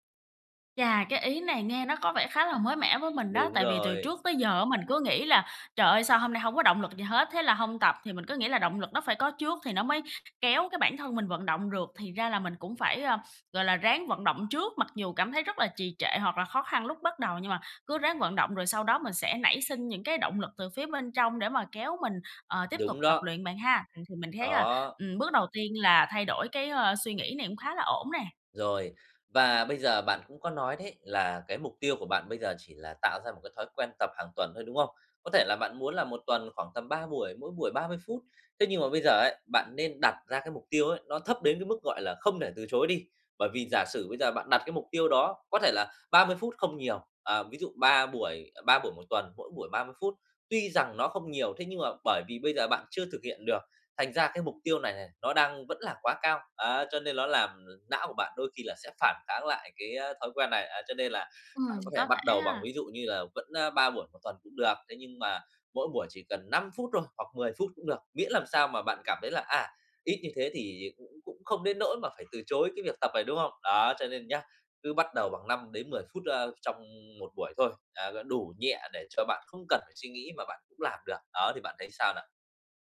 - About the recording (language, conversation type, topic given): Vietnamese, advice, Làm sao tôi có thể tìm động lực để bắt đầu tập luyện đều đặn?
- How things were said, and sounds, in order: tapping; other background noise